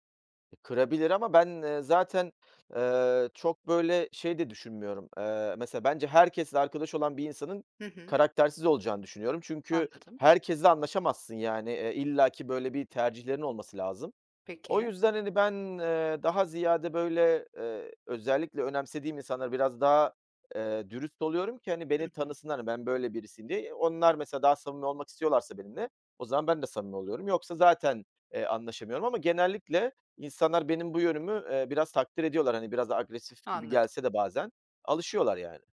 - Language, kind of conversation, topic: Turkish, podcast, Kibarlık ile dürüstlük arasında nasıl denge kurarsın?
- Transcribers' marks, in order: other background noise; tapping